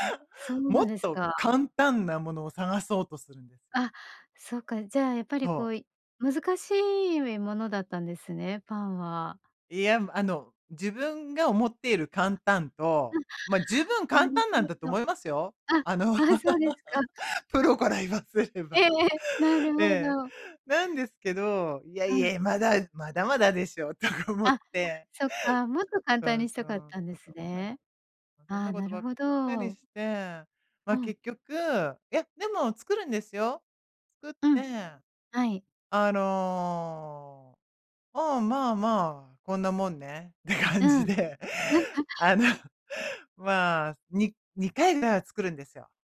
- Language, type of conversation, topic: Japanese, advice, 毎日続けられるコツや習慣はどうやって見つけますか？
- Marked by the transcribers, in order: stressed: "簡単"; laugh; laughing while speaking: "プロから言わせれば"; laugh; laughing while speaking: "とか思って"; laughing while speaking: "って感じで"; chuckle